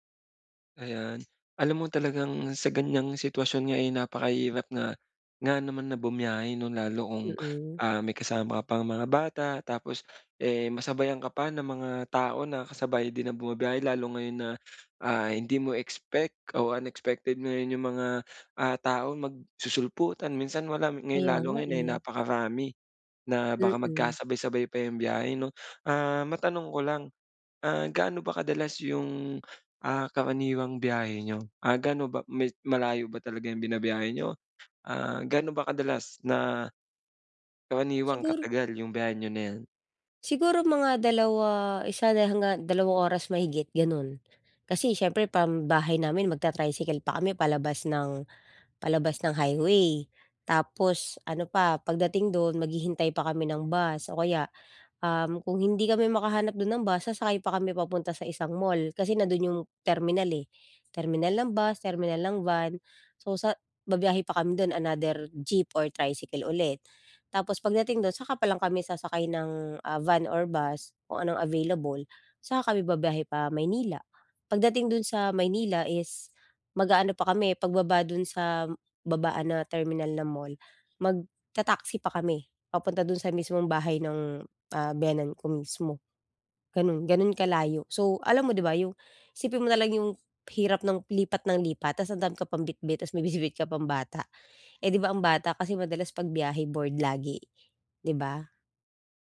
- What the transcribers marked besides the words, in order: tapping
- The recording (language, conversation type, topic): Filipino, advice, Paano ko makakayanan ang stress at abala habang naglalakbay?